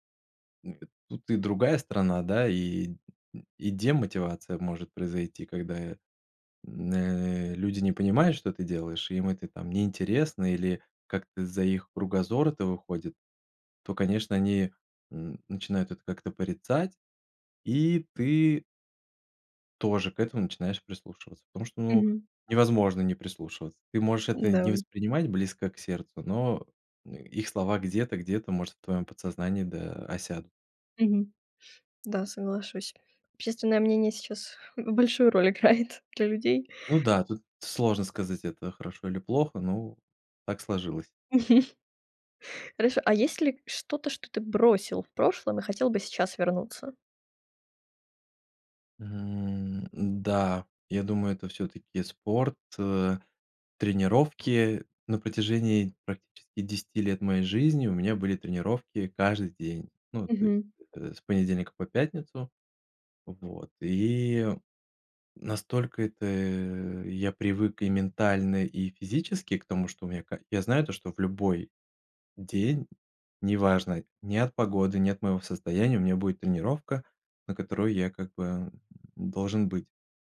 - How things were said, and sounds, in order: unintelligible speech; other background noise; laughing while speaking: "играет"; laugh
- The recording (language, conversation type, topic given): Russian, podcast, Как ты начинаешь менять свои привычки?